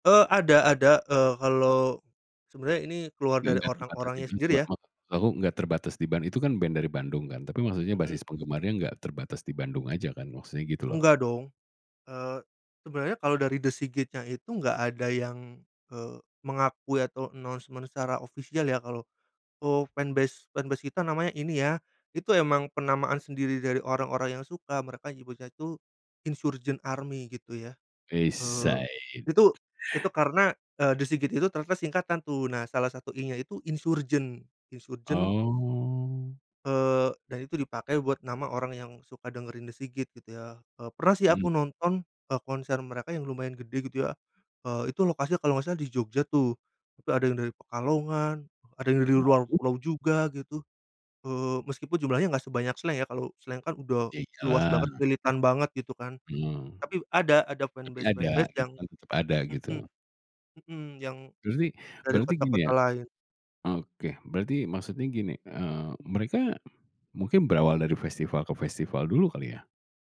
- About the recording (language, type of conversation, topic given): Indonesian, podcast, Siapa musisi yang paling berpengaruh terhadap selera musikmu?
- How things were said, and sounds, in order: in English: "announcement"; in English: "official"; in English: "fanbase fanbase"; in English: "said"; unintelligible speech; in English: "Insurgent. Insurgent"; in English: "fanbase-fanbase"